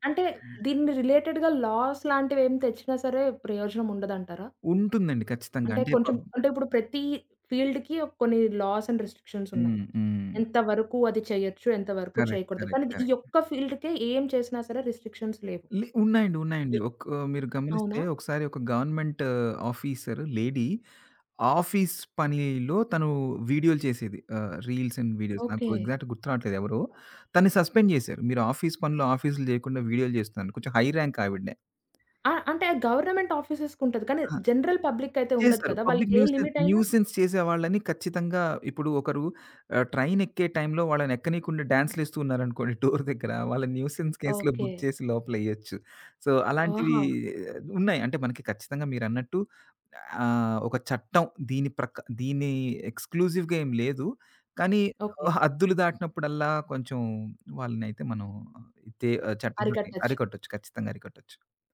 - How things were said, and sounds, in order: in English: "రిలేటెడ్‌గా లాస్"; in English: "ఫీల్డ్‌కీ"; in English: "లాస్ అండ్ రిస్ట్రిక్షన్స్"; in English: "కరెక్ట్, కరెక్ట్, కరెక్ట్"; in English: "ఫీల్డ్‌కే"; in English: "రిస్ట్రిక్షన్స్"; other background noise; in English: "గవర్నమెంట్ ఆఫీసర్ లేడీ, ఆఫీస్"; in English: "రీల్స్ అండ్ వీడియోస్"; in English: "ఎగ్జాక్ట్"; in English: "సస్పెండ్"; in English: "ఆఫీస్"; in English: "ఆఫీస్‌లు"; in English: "హై ర్యాంక్"; in English: "గవర్నమెంట్ ఆఫీసెస్‌కి"; in English: "జనరల్"; in English: "పబ్లిక్ న్యూసెన్ న్యూసెన్స్"; sniff; in English: "డోర్"; in English: "న్యూసెన్స్ కేస్‌లో బుక్"; in English: "సో"; in English: "ఎక్స్‌క్లూసివ్‌గా"
- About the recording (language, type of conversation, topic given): Telugu, podcast, సోషల్ మీడియా ట్రెండ్‌లు మీపై ఎలా ప్రభావం చూపిస్తాయి?